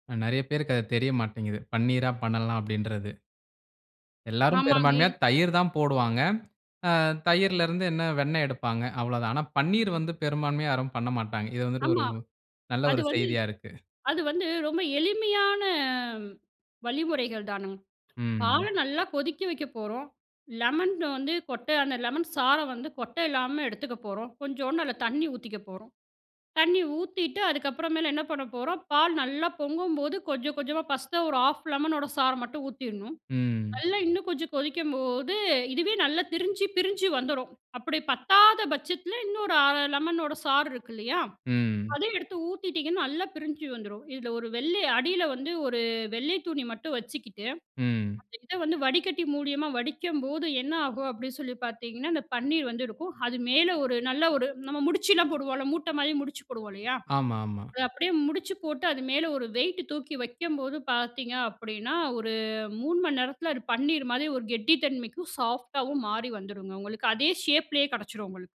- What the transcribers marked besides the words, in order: in English: "சாஃப்ட்டாகவும்"
- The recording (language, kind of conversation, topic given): Tamil, podcast, மீதமுள்ள உணவுகளை எப்படிச் சேமித்து, மறுபடியும் பயன்படுத்தி அல்லது பிறருடன் பகிர்ந்து கொள்கிறீர்கள்?